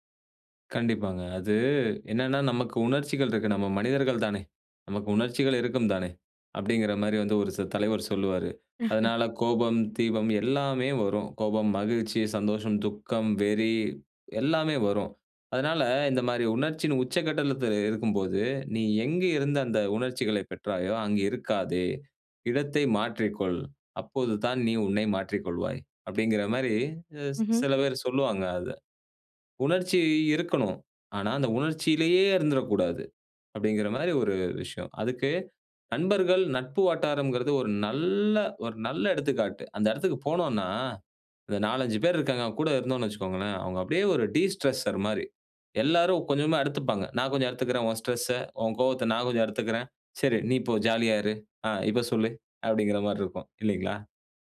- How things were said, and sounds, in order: chuckle; "உச்சகட்டத்தில" said as "உச்சகட்டலத்தில்"; "பேர்" said as "வேர்"; in English: "டிஸ்ட்ரெஸ்செர்"
- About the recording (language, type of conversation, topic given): Tamil, podcast, நண்பர்களின் சுவை வேறிருந்தால் அதை நீங்கள் எப்படிச் சமாளிப்பீர்கள்?